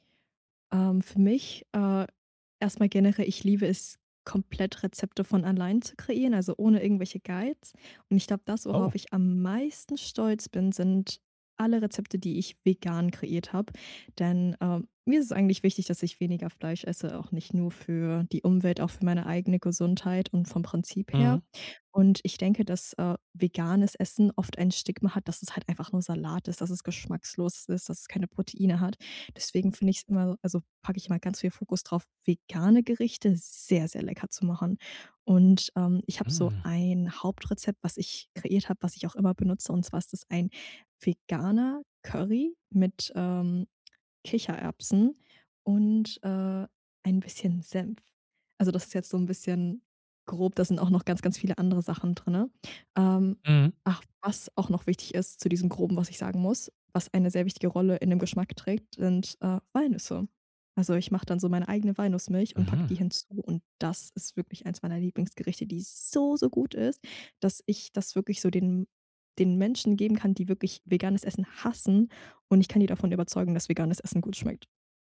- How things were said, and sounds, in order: in English: "Guides"; stressed: "am meisten"; "geschmacklos" said as "geschmackslos"; stressed: "vegane"; stressed: "sehr"; stressed: "veganer"; other background noise; joyful: "Walnüsse"; stressed: "das"; stressed: "so"; stressed: "hassen"
- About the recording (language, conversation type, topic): German, podcast, Wie würzt du, ohne nach Rezept zu kochen?